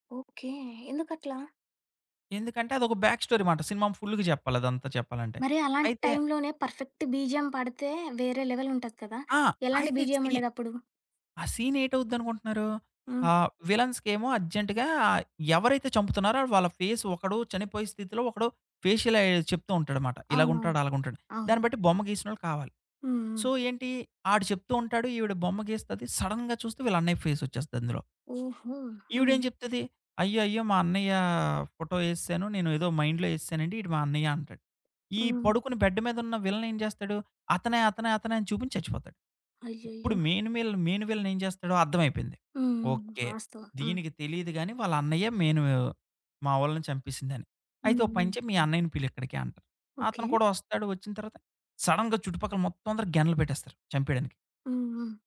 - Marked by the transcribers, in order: in English: "బ్యాక్ స్టోరీ"; in English: "సినిమా ఫుల్‌గా"; in English: "టైమ్లోనే పర్ఫెక్ట్ బీజీఎం"; in English: "లెవెల్"; other background noise; in English: "బీజీఎమ్"; in English: "సీన్"; in English: "విలన్స్‌కేమో అర్జెంట్‌గా"; in English: "ఫేస్"; in English: "ఫేషియల్"; in English: "సో"; in English: "సడెన్‌గా"; in English: "అన్నై ఫేస్"; in English: "ఫోటో"; in English: "మైండ్‌లో"; in English: "బెడ్"; in English: "విలన్"; in English: "మెయిన్"; in English: "మెయిన్ విలన్"; in English: "మెయిన్"; in English: "సడెన్‌గా"
- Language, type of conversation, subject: Telugu, podcast, సౌండ్‌ట్రాక్ ఒక సినిమాకు ఎంత ప్రభావం చూపుతుంది?